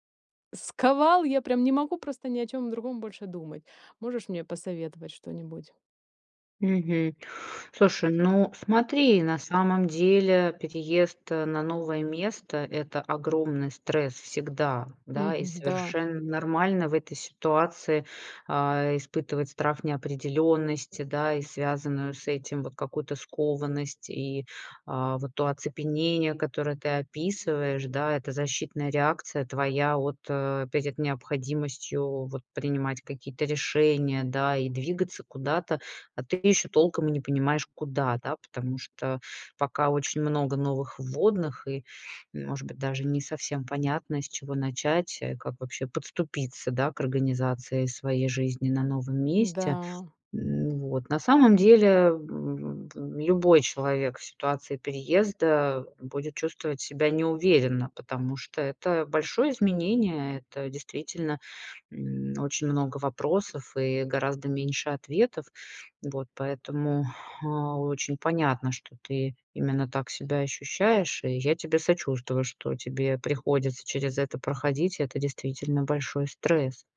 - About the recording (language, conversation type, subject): Russian, advice, Как справиться со страхом неизвестности перед переездом в другой город?
- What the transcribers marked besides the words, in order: tapping; other noise